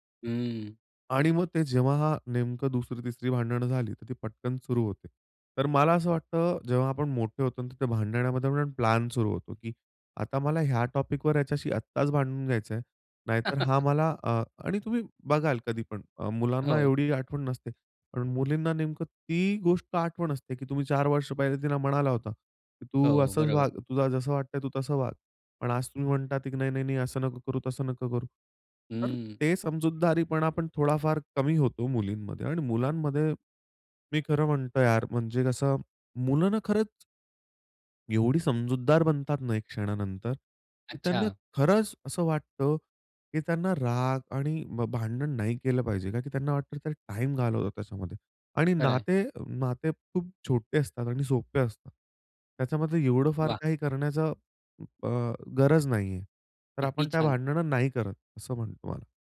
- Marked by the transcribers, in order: in English: "प्लॅन"; in English: "टॉपिकवर"; chuckle; in English: "टाईम"
- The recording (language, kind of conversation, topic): Marathi, podcast, भांडणानंतर घरातलं नातं पुन्हा कसं मजबूत करतोस?